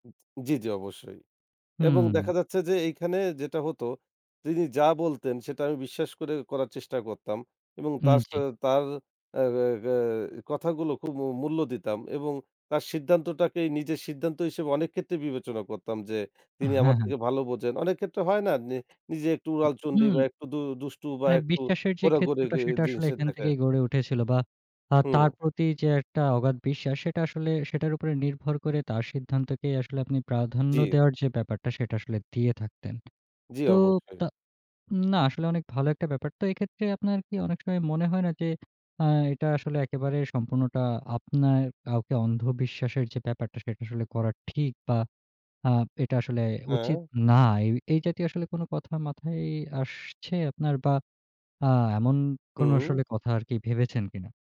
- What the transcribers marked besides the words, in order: unintelligible speech; other background noise; tapping; "ঘোরাঘুরি" said as "ঘোরাঘোরি"
- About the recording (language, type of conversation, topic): Bengali, podcast, প্রতিশ্রুতি দেওয়ার পর আপনি কীভাবে মানুষকে বিশ্বাস করাবেন যে আপনি তা অবশ্যই রাখবেন?